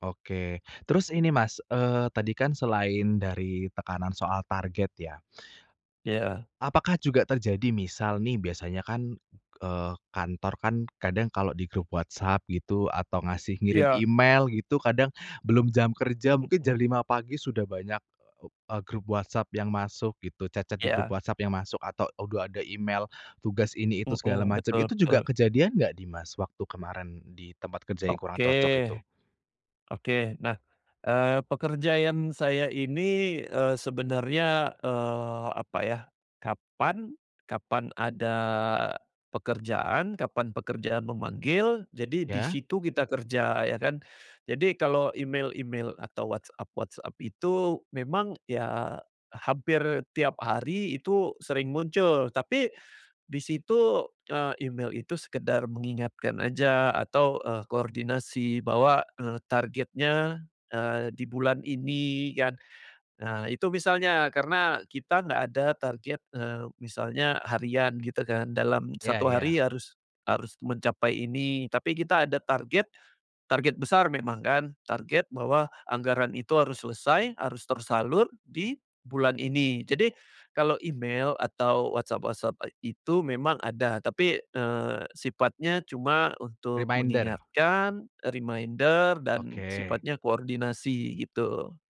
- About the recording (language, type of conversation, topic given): Indonesian, podcast, Bagaimana cara menyeimbangkan pekerjaan dan kehidupan pribadi?
- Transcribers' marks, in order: in English: "chat-chat"; "pekerjaan" said as "pekerjayan"; in English: "Reminder"; in English: "reminder"